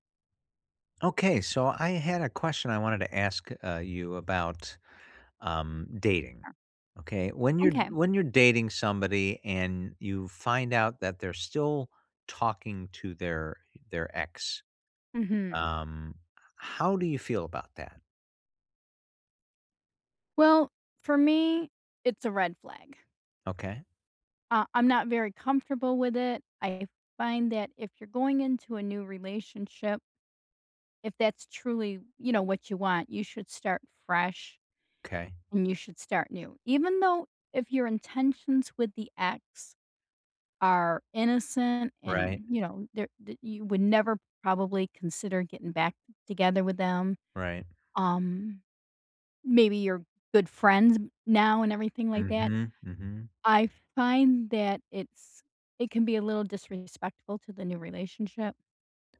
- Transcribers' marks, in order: tapping
- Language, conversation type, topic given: English, unstructured, Is it okay to date someone who still talks to their ex?